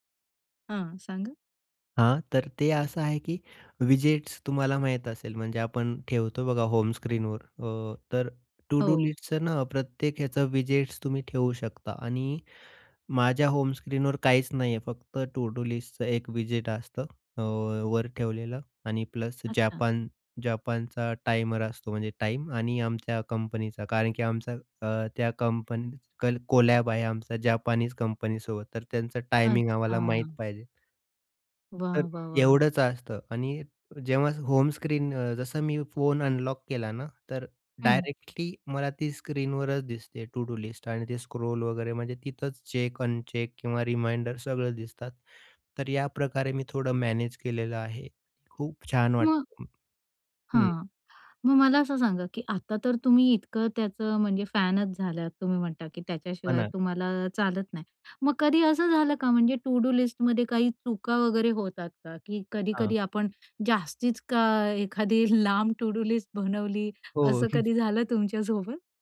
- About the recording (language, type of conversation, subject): Marathi, podcast, प्रभावी कामांची यादी तुम्ही कशी तयार करता?
- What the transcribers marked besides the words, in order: tapping; other background noise; in English: "व्हिजिट्स"; in English: "टू डू लिस्टचं"; in English: "व्हिजिट्स"; in English: "होम स्क्रीनवर"; in English: "टू डू लिस्टचं"; in English: "व्हिजिट"; in English: "कोलॅब"; in English: "होम स्क्रीन"; in English: "अनलॉक"; in English: "टू डू लिस्ट"; in English: "स्क्रोल"; in English: "चेक, अनचेक"; in English: "टू डू लिस्टमध्ये"; laughing while speaking: "एखादी"; in English: "लांब टू डू लिस्ट बनवली"; laughing while speaking: "असं कधी झालं तुमच्यासोबत?"; chuckle